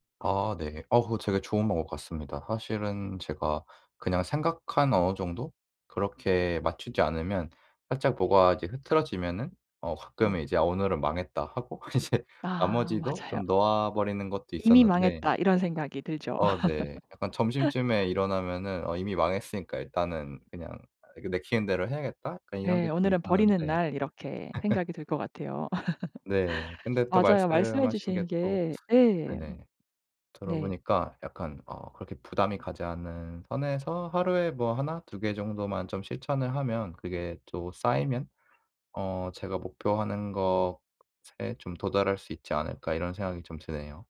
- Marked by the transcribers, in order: laughing while speaking: "이제"; laugh; tapping; laugh; laugh
- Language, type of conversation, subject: Korean, advice, 아침에 일어나기 힘들어서 하루 계획이 자주 무너지는데 어떻게 하면 좋을까요?